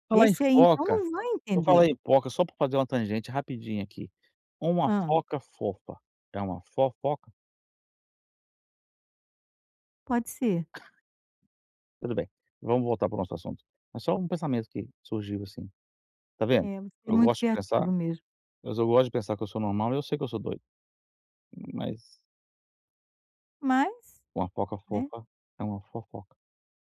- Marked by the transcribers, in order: chuckle
- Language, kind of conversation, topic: Portuguese, advice, Como posso me concentrar em uma única tarefa por vez?